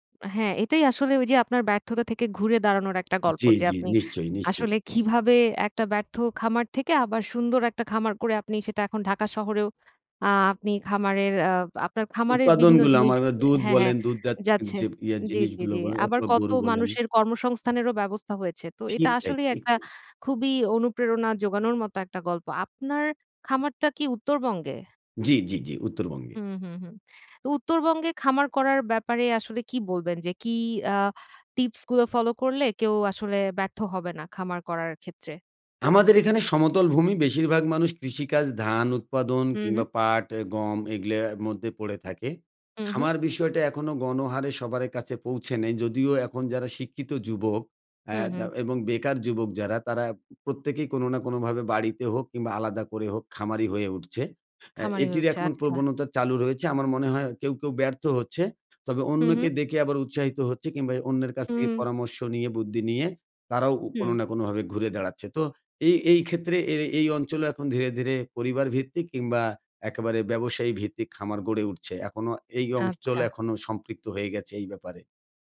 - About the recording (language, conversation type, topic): Bengali, podcast, ব্যর্থ হলে তুমি কীভাবে আবার ঘুরে দাঁড়াও?
- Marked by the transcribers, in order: "এগুলোর" said as "এগ্লা"; tapping